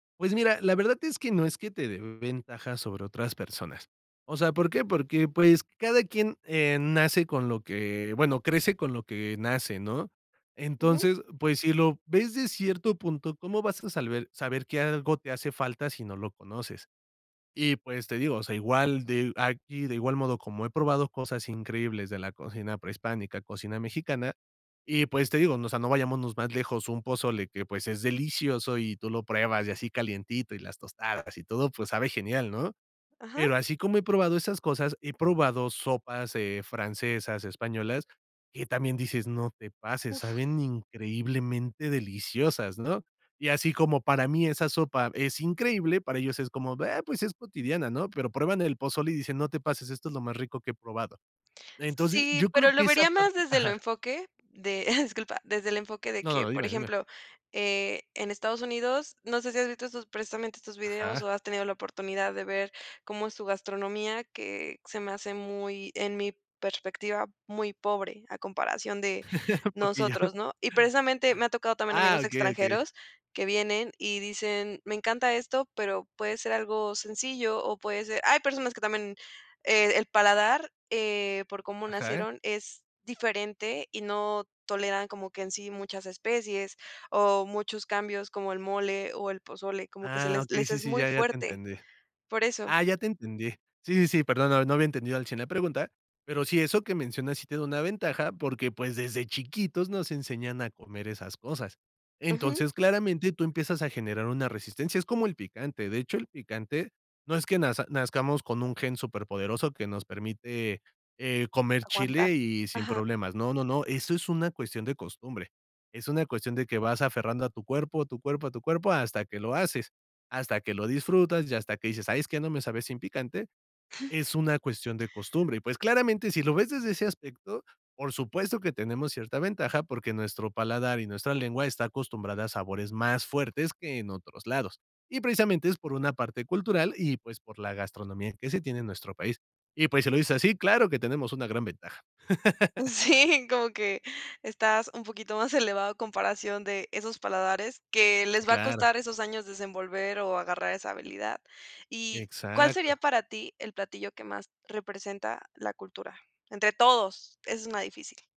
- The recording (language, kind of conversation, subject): Spanish, podcast, ¿Qué papel juega la comida en transmitir nuestra identidad cultural?
- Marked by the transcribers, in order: chuckle; laughing while speaking: "poquillo"; other noise; laughing while speaking: "Sí"; laugh